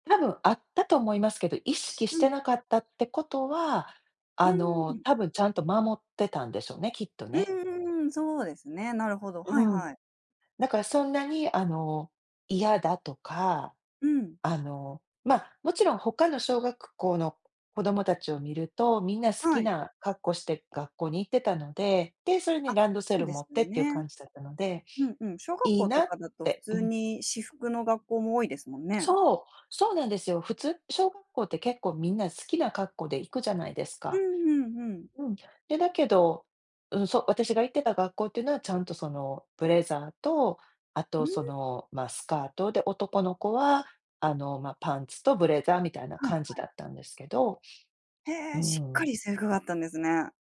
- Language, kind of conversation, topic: Japanese, podcast, 服で反抗した時期とかあった？
- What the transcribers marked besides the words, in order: sniff